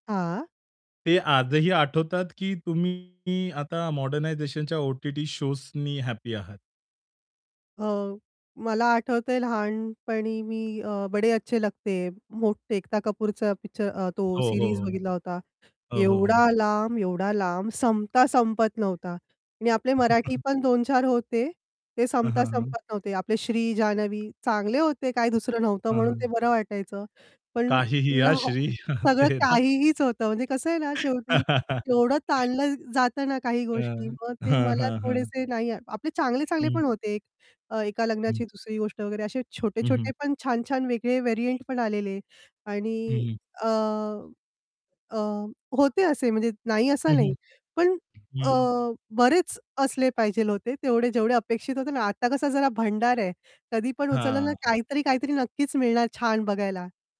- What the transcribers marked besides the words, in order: distorted speech; in English: "मॉडर्नायझेशनच्या"; in English: "शोजनी"; in English: "सीरीज"; tapping; other background noise; unintelligible speech; laughing while speaking: "ते ना"; laugh; static
- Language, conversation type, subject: Marathi, podcast, स्ट्रीमिंग सेवांनी मनोरंजनात काय बदल घडवले आहेत, असं तुला काय वाटतं?